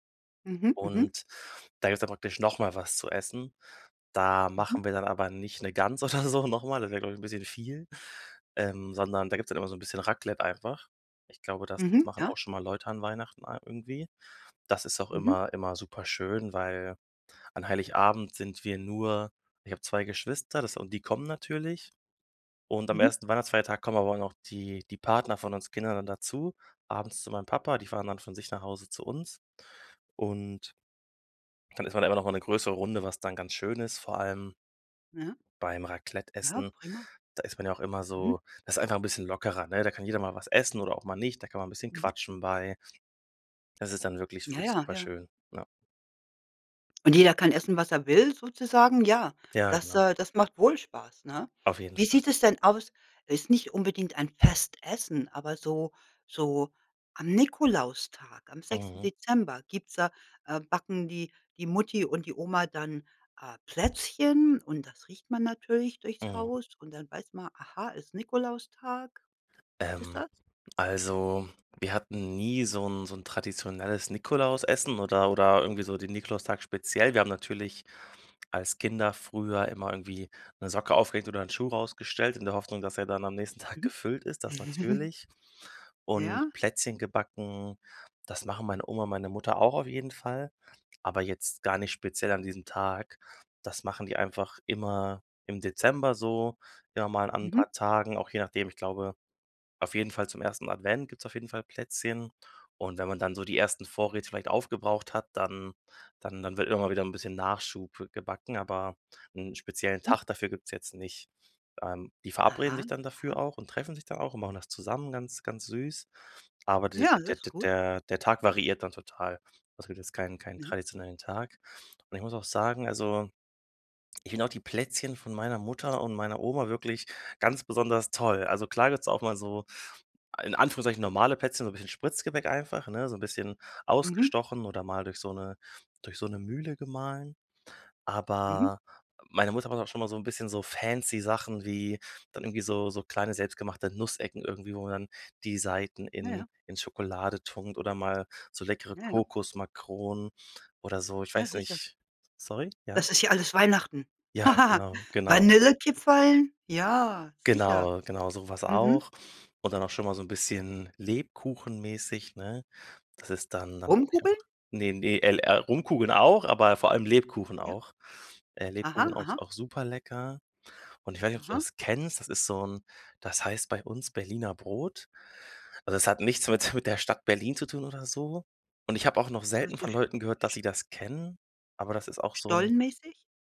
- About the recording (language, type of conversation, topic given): German, podcast, Was verbindest du mit Festessen oder Familienrezepten?
- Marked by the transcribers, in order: laughing while speaking: "so noch mal"; chuckle; laugh; laughing while speaking: "mit"